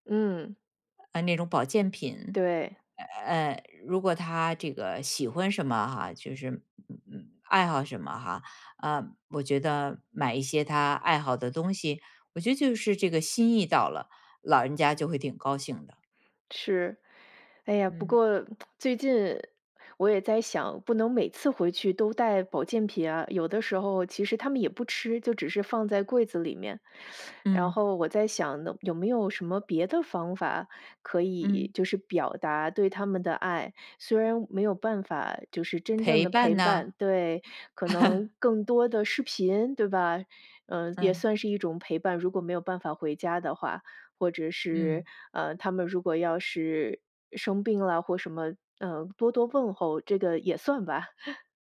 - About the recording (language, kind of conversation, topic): Chinese, podcast, 你觉得陪伴比礼物更重要吗？
- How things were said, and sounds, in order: other noise; lip smack; teeth sucking; laugh; chuckle